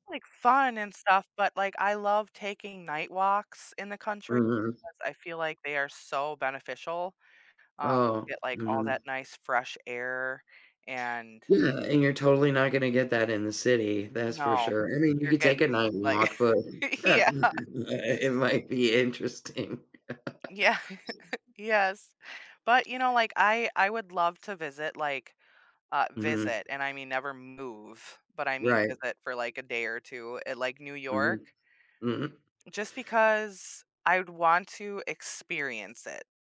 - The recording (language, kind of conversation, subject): English, unstructured, What are your thoughts on city living versus country living?
- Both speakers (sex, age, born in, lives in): female, 35-39, United States, United States; female, 55-59, United States, United States
- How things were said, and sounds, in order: chuckle; laughing while speaking: "yeah"; unintelligible speech; laughing while speaking: "interesting"; chuckle; laugh; other background noise